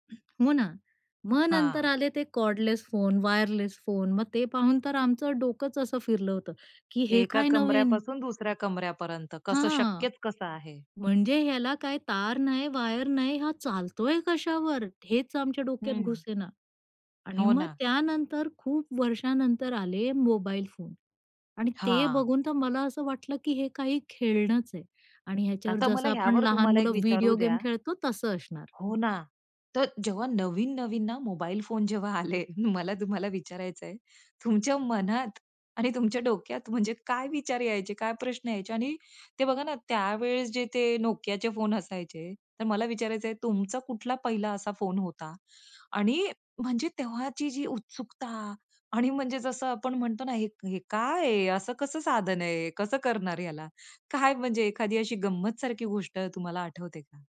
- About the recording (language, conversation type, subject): Marathi, podcast, स्मार्टफोन्स पुढच्या पाच ते दहा वर्षांत कसे दिसतील असं वाटतं?
- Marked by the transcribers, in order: other background noise; in English: "कॉर्डलेस"; in English: "वायरलेस"; tapping; surprised: "की हे काय नवीन?"; laughing while speaking: "जेव्हा आले, मला तुम्हाला विचारायचंय"; laughing while speaking: "आणि म्हणजे"